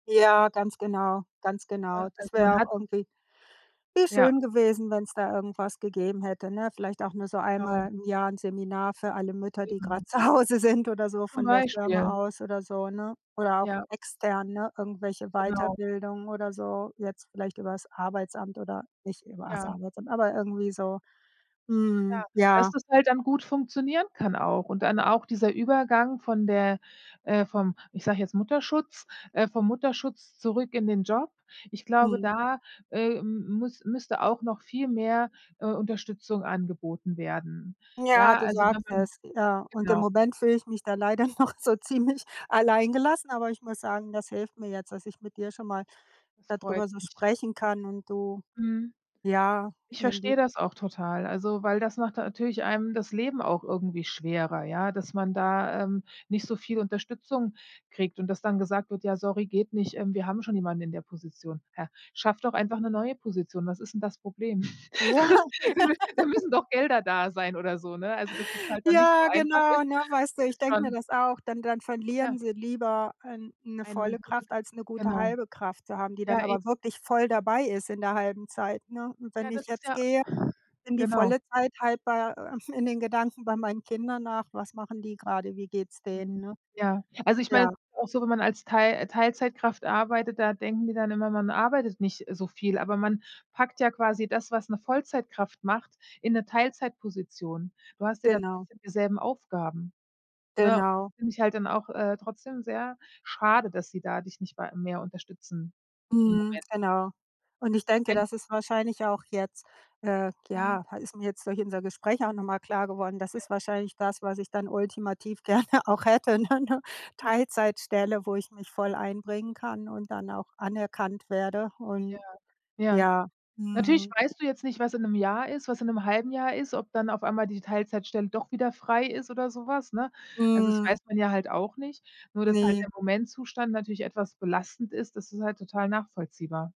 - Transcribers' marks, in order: sigh; laughing while speaking: "Zuhause"; laughing while speaking: "noch so ziemlich"; unintelligible speech; other background noise; laughing while speaking: "Ja. Ja"; laugh; laughing while speaking: "gerne auch hätte, ne? 'Ne"; chuckle
- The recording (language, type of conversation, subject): German, advice, Wie kann ich mit dem Gefühl der Überforderung umgehen, wenn ich in den Job zurückkehre?